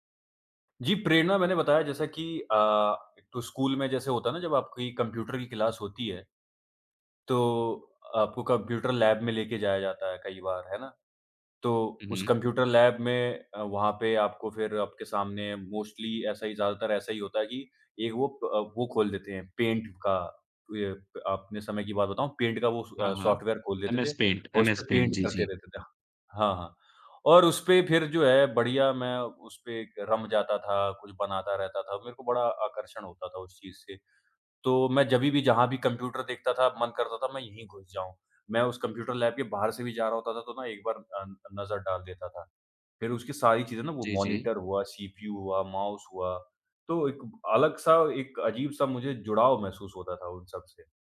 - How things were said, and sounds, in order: in English: "लैब"; in English: "लैब"; in English: "मोस्टली"; in English: "लैब"
- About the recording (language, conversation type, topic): Hindi, podcast, बचपन में आप क्या बनना चाहते थे और क्यों?